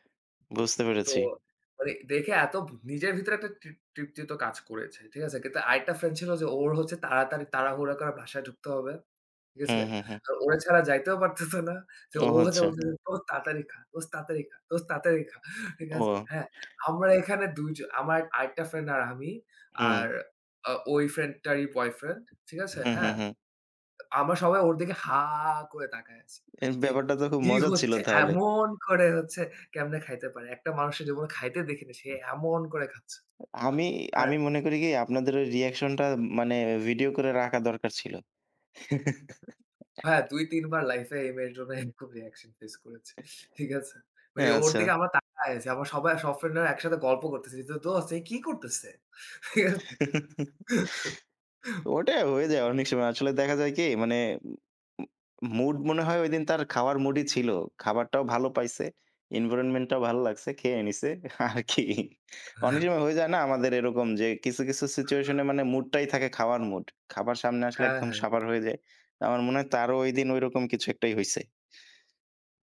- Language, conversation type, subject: Bengali, unstructured, খাবার নিয়ে আপনার সবচেয়ে মজার স্মৃতিটি কী?
- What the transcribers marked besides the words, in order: laughing while speaking: "পারতেছে না। যে ও যা বলতেসে"; tapping; other background noise; drawn out: "হা"; chuckle; laughing while speaking: "এরকম"; laughing while speaking: "ঠিক আছে?"; chuckle; unintelligible speech; chuckle; laughing while speaking: "আরকি"